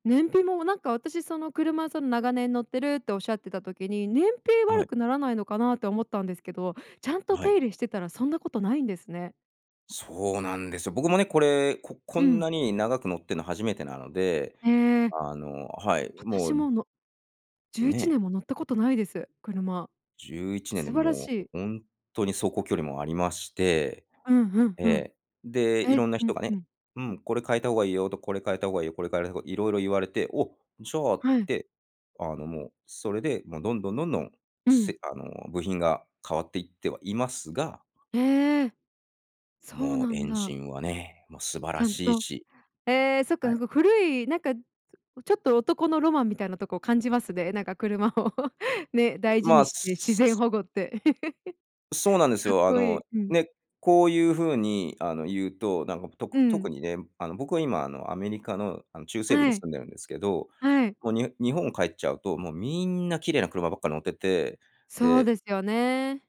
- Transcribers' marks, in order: "すごく" said as "ふごく"; swallow; laughing while speaking: "車を"; chuckle
- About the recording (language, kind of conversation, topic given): Japanese, podcast, 日常生活の中で自分にできる自然保護にはどんなことがありますか？
- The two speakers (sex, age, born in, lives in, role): female, 25-29, Japan, United States, host; male, 45-49, Japan, United States, guest